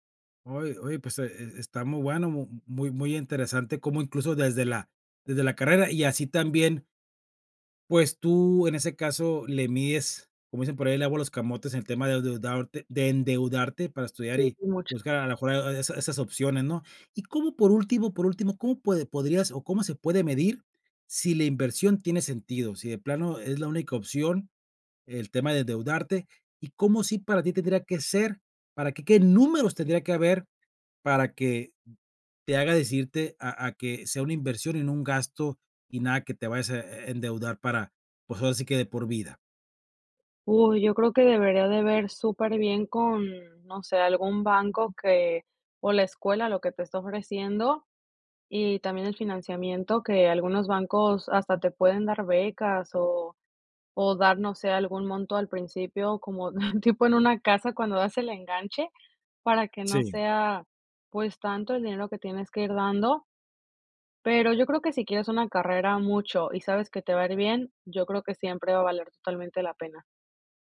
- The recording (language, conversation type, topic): Spanish, podcast, ¿Qué opinas de endeudarte para estudiar y mejorar tu futuro?
- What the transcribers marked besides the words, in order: laughing while speaking: "tipo"